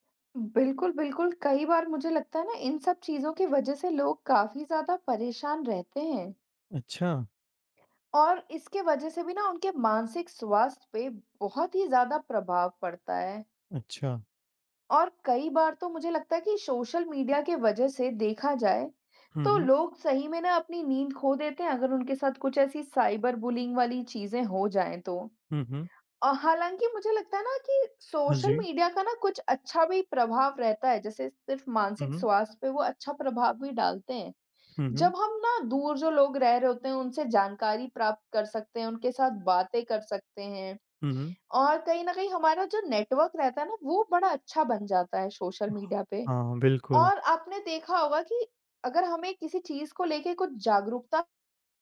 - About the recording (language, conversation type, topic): Hindi, unstructured, क्या सोशल मीडिया का आपकी मानसिक सेहत पर असर पड़ता है?
- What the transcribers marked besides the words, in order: tapping; in English: "साइबर बुलिंग"; in English: "नेटवर्क"; other background noise